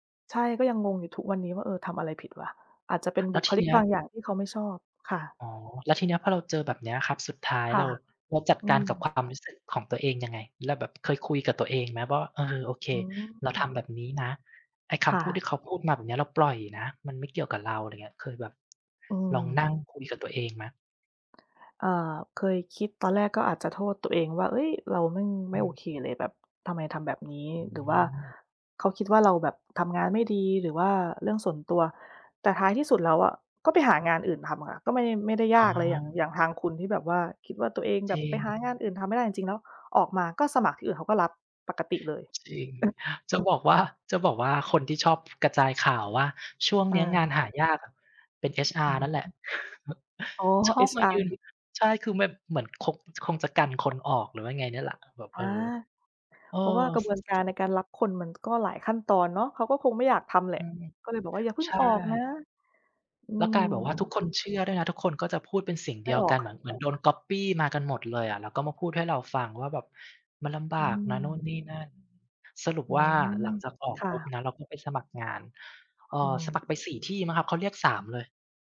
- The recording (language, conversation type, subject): Thai, unstructured, คุณเคยมีประสบการณ์ที่ได้เรียนรู้จากความขัดแย้งไหม?
- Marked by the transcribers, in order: other background noise; tapping; chuckle